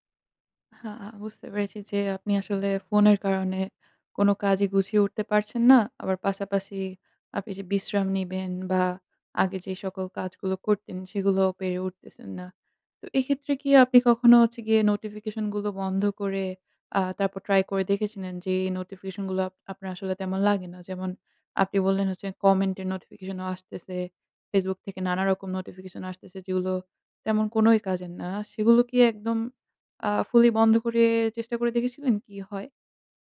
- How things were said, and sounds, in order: tapping; "দেখেছিলেন" said as "দেখেছিনেন"
- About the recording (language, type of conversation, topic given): Bengali, advice, ফোন ও নোটিফিকেশনে বারবার বিভ্রান্ত হয়ে কাজ থেমে যাওয়ার সমস্যা সম্পর্কে আপনি কীভাবে মোকাবিলা করেন?